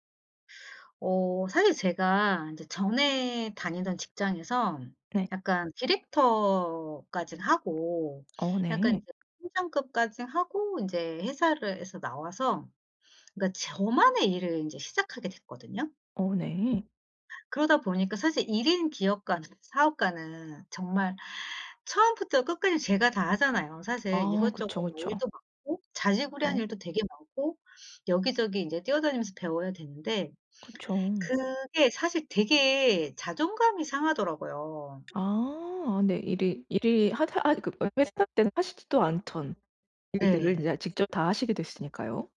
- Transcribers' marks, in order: other background noise; tapping
- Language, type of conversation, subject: Korean, advice, 사회적 지위 변화로 낮아진 자존감을 회복하고 정체성을 다시 세우려면 어떻게 해야 하나요?